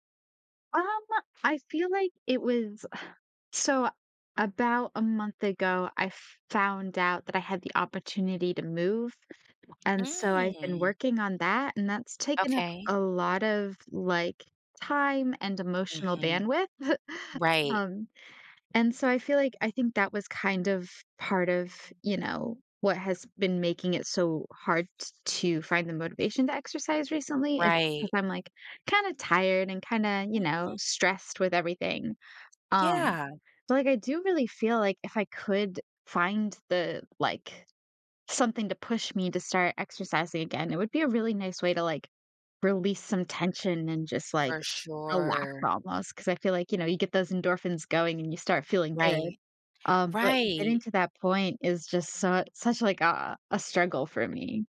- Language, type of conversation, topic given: English, advice, How can I stay motivated to exercise?
- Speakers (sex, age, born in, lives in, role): female, 25-29, United States, United States, user; female, 45-49, United States, United States, advisor
- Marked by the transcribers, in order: sigh; drawn out: "Mm"; chuckle